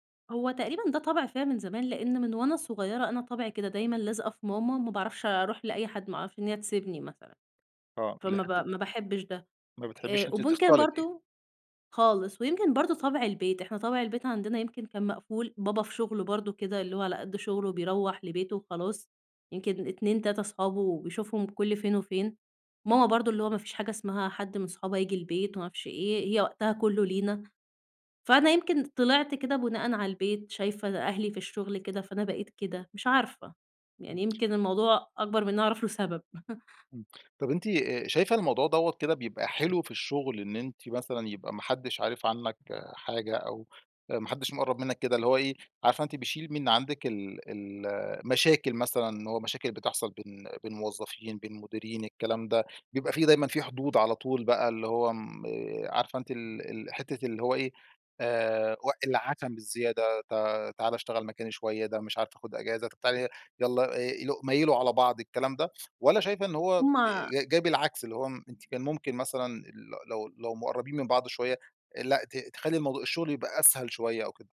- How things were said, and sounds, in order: tapping; chuckle
- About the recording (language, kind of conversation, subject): Arabic, podcast, ازاي بتوازن بين شغلك وشخصيتك الحقيقية؟